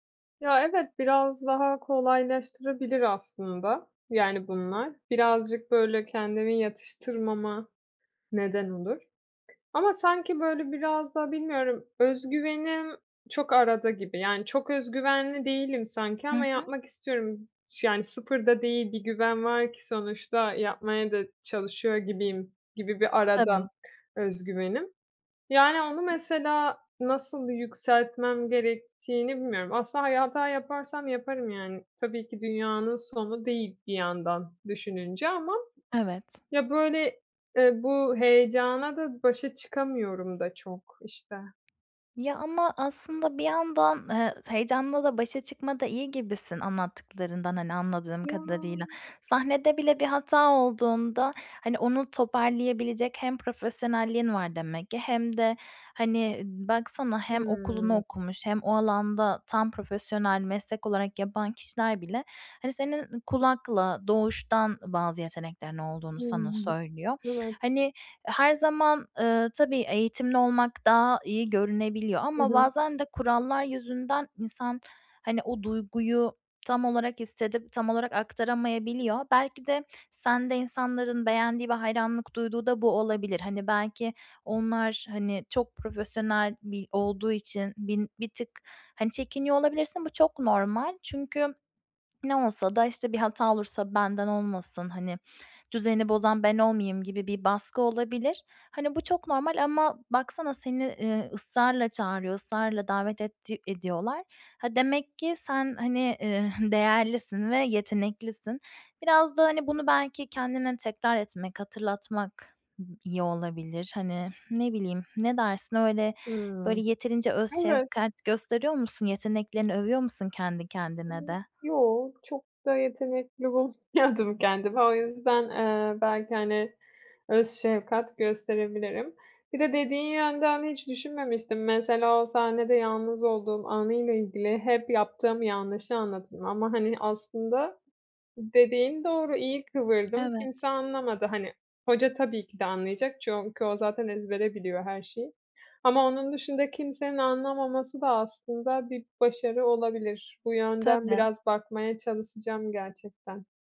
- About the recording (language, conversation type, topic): Turkish, advice, Sahneye çıkarken aşırı heyecan ve kaygıyı nasıl daha iyi yönetebilirim?
- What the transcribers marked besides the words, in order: other background noise; drawn out: "Ya!"; swallow; unintelligible speech; laughing while speaking: "bulmuyordum kendimi"; tapping